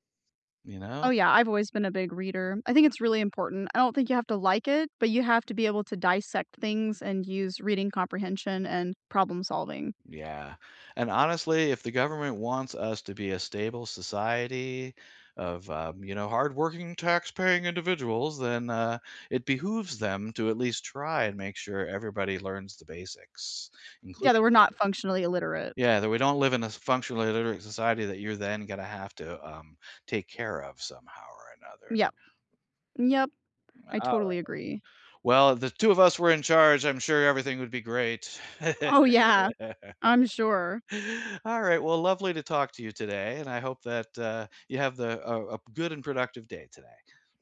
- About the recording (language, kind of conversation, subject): English, unstructured, What role should the government play in education?
- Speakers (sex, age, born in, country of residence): female, 25-29, United States, United States; male, 60-64, United States, United States
- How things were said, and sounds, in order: put-on voice: "taxpaying individuals"; unintelligible speech; tapping; laugh; other background noise